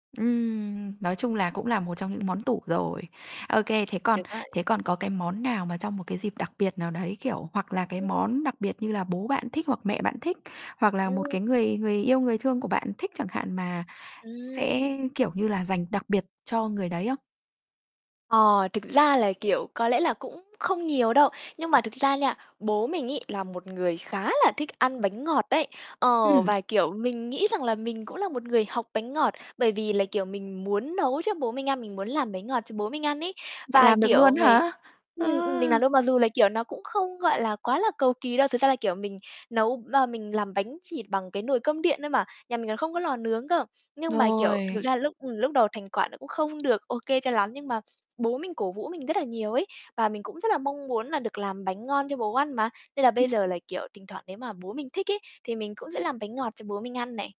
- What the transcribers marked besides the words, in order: tapping; distorted speech; other background noise; static; unintelligible speech; unintelligible speech
- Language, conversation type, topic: Vietnamese, podcast, Món ăn tự nấu nào khiến bạn tâm đắc nhất, và vì sao?